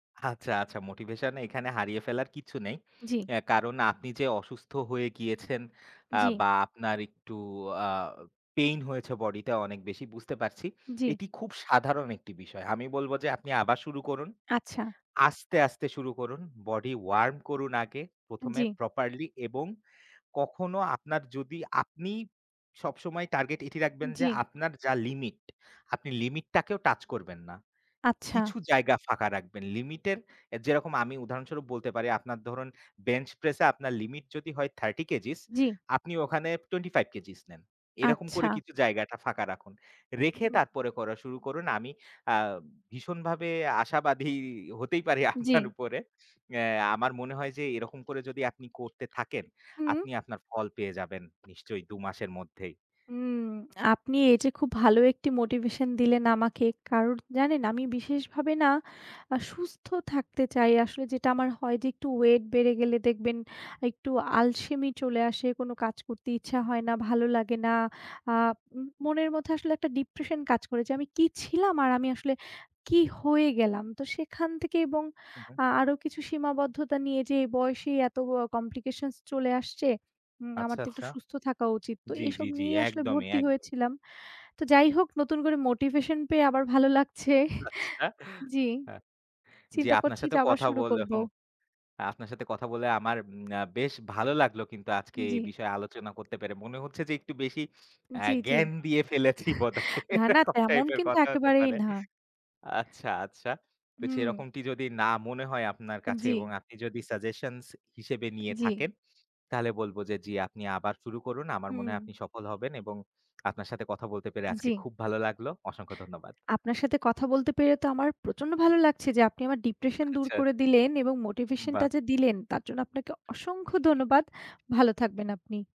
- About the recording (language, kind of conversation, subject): Bengali, unstructured, নতুন কেউ কীভাবে ব্যায়াম শুরু করতে পারে?
- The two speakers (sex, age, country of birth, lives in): female, 25-29, Bangladesh, Bangladesh; male, 25-29, Bangladesh, Bangladesh
- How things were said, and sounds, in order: in English: "Body Warm"; in English: "properly"; in English: "বেঞ্চ প্রেস"; laughing while speaking: "আশাবাদী হতেই পারি আপনার উপরে"; in English: "motivation"; in English: "Complications"; laughing while speaking: "আচ্ছা"; chuckle; chuckle; horn; in English: "motivation"